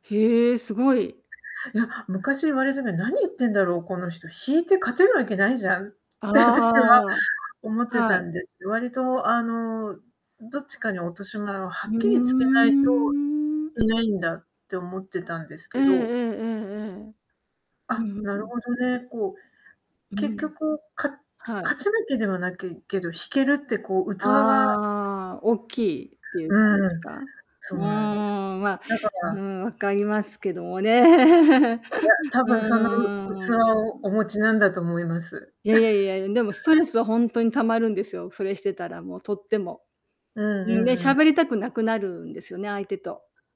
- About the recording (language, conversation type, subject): Japanese, unstructured, 友達と意見が合わないとき、どのように対応しますか？
- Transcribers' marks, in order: tapping; drawn out: "ふうん"; chuckle; chuckle